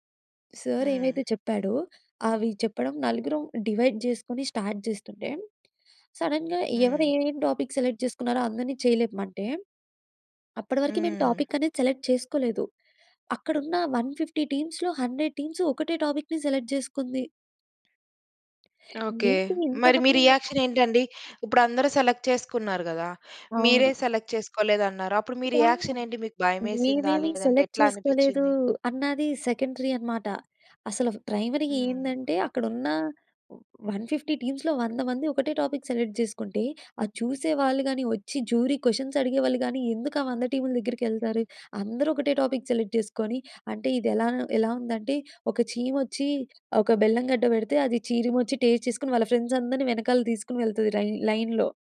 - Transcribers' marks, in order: in English: "డివైడ్"; in English: "స్టార్ట్"; other background noise; in English: "సడెన్‌గా"; in English: "టాపిక్ సెలెక్ట్"; in English: "టాపిక్"; in English: "సెలెక్ట్"; in English: "వన్ ఫిఫ్టీ టీమ్స్‌లో హండ్రడ్ టీమ్స్"; in English: "టాపిక్‌ని సెలెక్ట్"; in English: "రియాక్షన్"; unintelligible speech; in English: "సెలెక్ట్"; in English: "సెలెక్ట్"; in English: "రియాక్షన్"; in English: "సెలెక్ట్"; in English: "సెకండరీ"; in English: "ప్రైమరీగా"; in English: "వన్ ఫిఫ్టీ టీమ్స్‌లో"; in English: "టాపిక్ సెలెక్ట్"; in English: "జ్యూరీ క్వెషన్స్"; in English: "టాపిక్ సెలెక్ట్"; in English: "టేస్ట్"; in English: "ఫ్రెండ్స్"
- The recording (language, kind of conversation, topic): Telugu, podcast, నీ ప్యాషన్ ప్రాజెక్ట్ గురించి చెప్పగలవా?